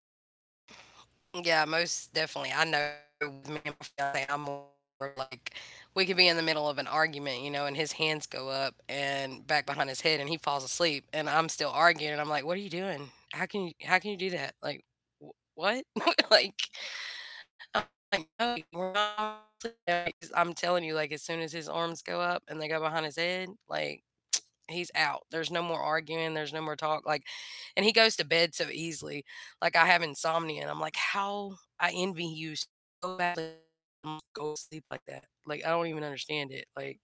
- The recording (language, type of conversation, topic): English, unstructured, How should you respond when family members don’t respect your choices?
- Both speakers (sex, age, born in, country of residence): female, 40-44, United States, United States; male, 35-39, United States, United States
- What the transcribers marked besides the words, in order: static; distorted speech; unintelligible speech; chuckle; laughing while speaking: "Like"; unintelligible speech; tsk; unintelligible speech